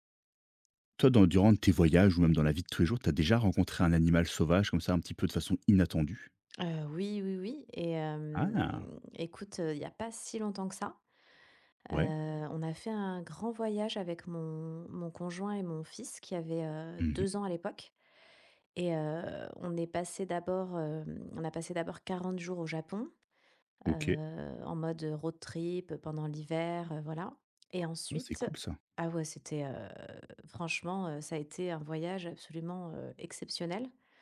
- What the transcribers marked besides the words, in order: drawn out: "hem"; in English: "road trip"
- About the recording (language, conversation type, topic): French, podcast, Peux-tu me raconter une rencontre inattendue avec un animal sauvage ?